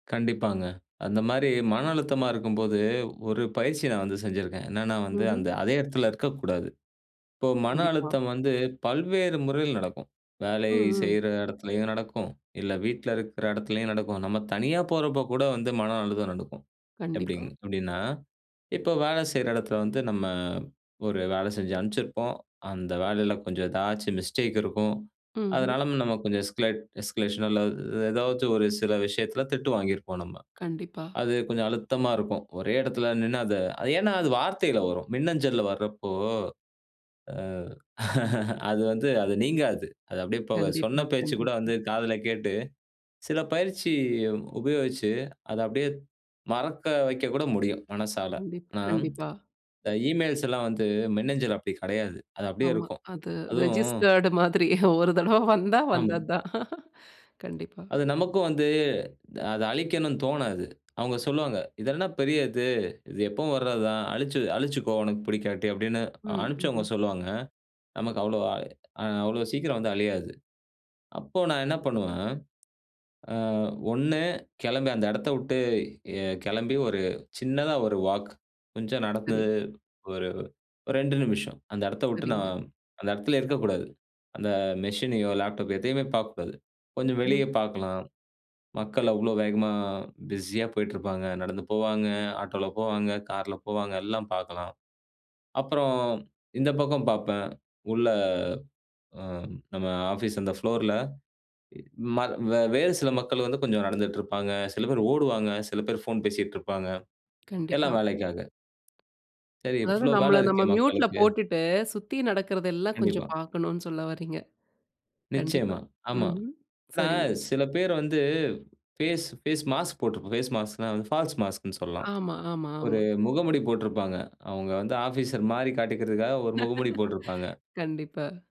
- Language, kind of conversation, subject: Tamil, podcast, மனஅழுத்தம் அதிகமான போது ஓய்வெடுக்க என்ன செய்வீர்கள்?
- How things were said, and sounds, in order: in English: "எஸ்கலேட் எஸ்கலேஷன்"; chuckle; tsk; in English: "இமெயில்ஸ்லாம்"; "கிடையாது" said as "கெடையாது"; laughing while speaking: "அது ரிஜிஸ்டர்ட் மாதிரி ஒரு தடவ வந்தா வந்ததான்"; in English: "ரிஜிஸ்டர்ட்"; "கிளம்பி" said as "கெளம்பி"; "கிளம்பி" said as "கெளம்பி"; in English: "மிஷினையோ, லேப்டாப்"; tapping; in English: "பேஸ், பேஸ் மாஸ்க்"; in English: "பேஸ் மாஸ்க்னா, ஃபால்ஸ் மாஸ்க்ன்னு"; chuckle